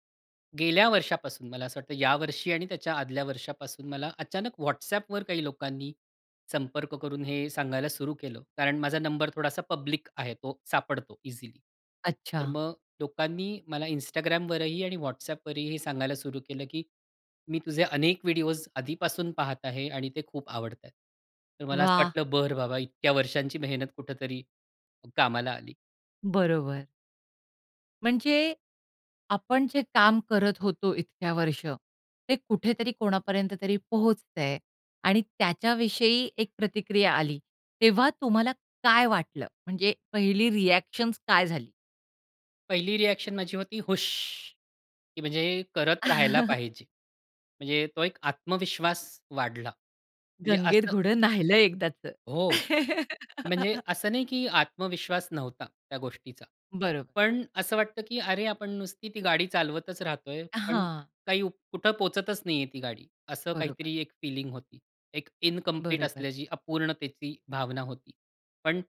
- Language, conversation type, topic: Marathi, podcast, प्रेक्षकांचा प्रतिसाद तुमच्या कामावर कसा परिणाम करतो?
- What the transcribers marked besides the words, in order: in English: "पब्लिक"; in English: "रिॲक्शन्स"; in English: "रिॲक्शन"; chuckle; joyful: "गंगेत घोडं न्हायिलं एकदाचं"; laugh; in English: "इनकंप्लीट"